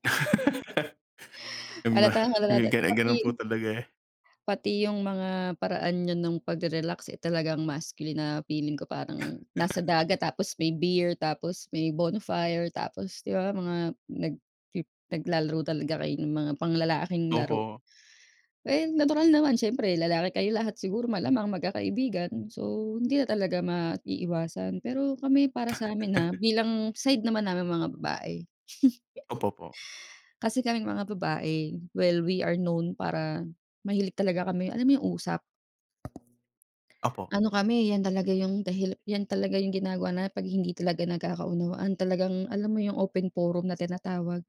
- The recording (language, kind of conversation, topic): Filipino, unstructured, Ano ang paborito mong gawin kapag kasama mo ang mga kaibigan mo?
- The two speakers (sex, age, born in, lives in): female, 35-39, Philippines, Philippines; male, 35-39, Philippines, United States
- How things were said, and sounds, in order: laugh; laugh; laugh; giggle; tapping